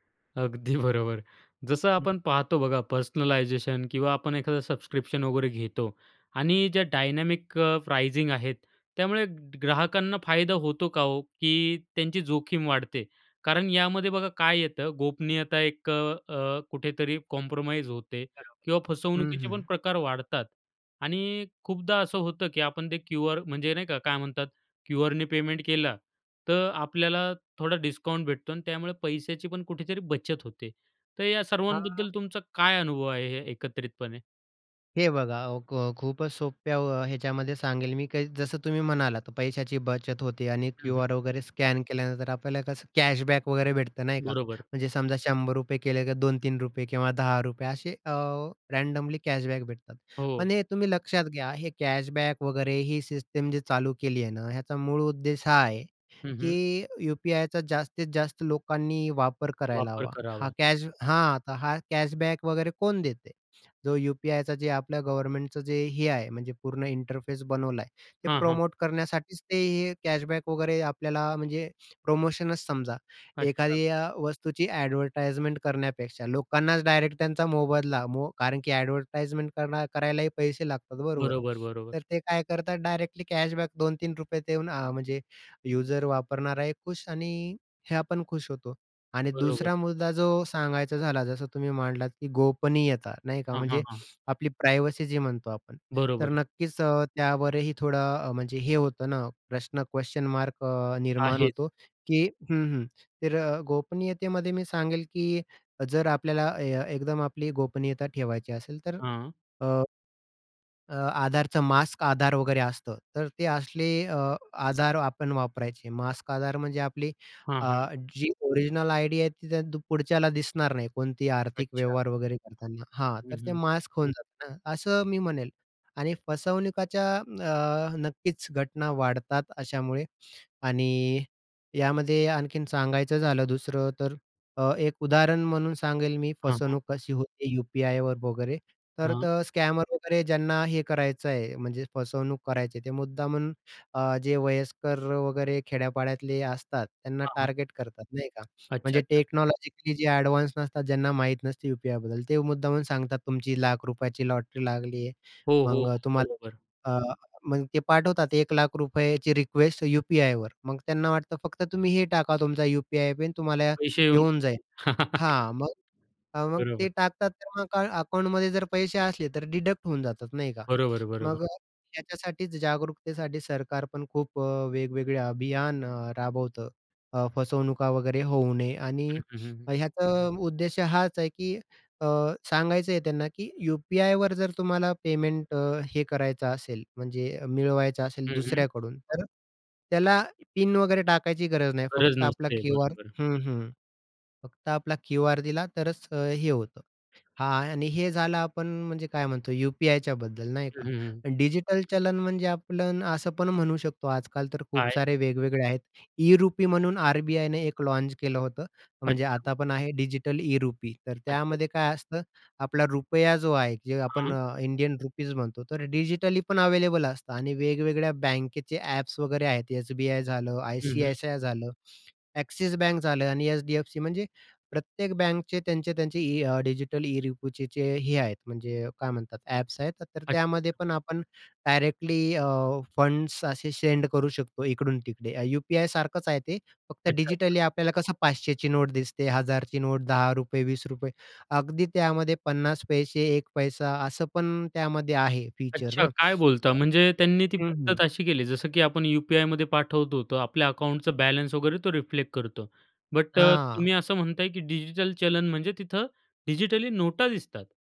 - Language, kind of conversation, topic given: Marathi, podcast, डिजिटल चलन आणि व्यवहारांनी रोजची खरेदी कशी बदलेल?
- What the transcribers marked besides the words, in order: laughing while speaking: "अगदी बरोबर"; in English: "पर्सनलायझेशन"; in English: "सबस्क्रिप्शन"; in English: "डायनॅमिक"; in English: "प्राइजिंग"; other background noise; in English: "कॉम्प्रोमाईज"; in English: "डिस्काउंट"; in English: "स्कॅन"; in English: "कॅशबॅक"; in English: "रँडमली कॅशबॅक"; in English: "कॅशबॅक"; in English: "कॅशबॅक"; in English: "इंटरफेस"; in English: "प्रमोट"; in English: "कॅशबॅक"; in English: "कॅशबॅक"; in English: "प्रायव्हसी"; in English: "क्वेशन मार्क"; in English: "ओरिजिनल आयडी"; in English: "स्कॅमर"; in English: "टेक्नॉलॉजिकली"; in English: "एडव्हान्स"; laugh; in English: "डिडक्ट"; tapping; "आपण" said as "आपलण"; in English: "लॉन्च"; in English: "इंडियन"; in English: "सेंड"; unintelligible speech; in English: "रिफ्लेक्ट"; anticipating: "डिजिटली नोटा दिसतात"